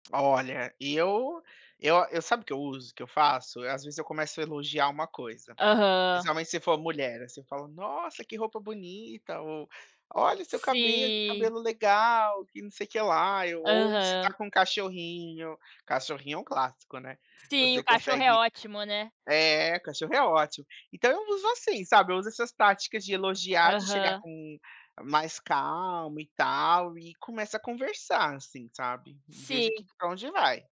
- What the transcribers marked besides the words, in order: none
- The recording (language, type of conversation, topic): Portuguese, podcast, Qual é a sua estratégia para começar uma conversa com desconhecidos?